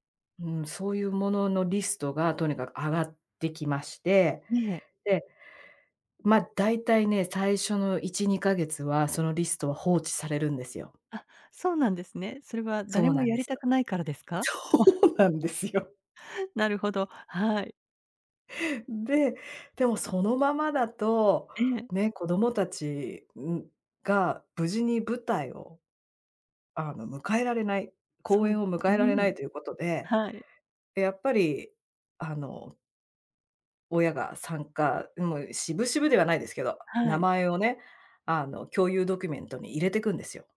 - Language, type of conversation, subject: Japanese, advice, チーム内で業務量を公平に配分するために、どのように話し合えばよいですか？
- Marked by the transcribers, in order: tapping; laughing while speaking: "そうなんですよ"; laugh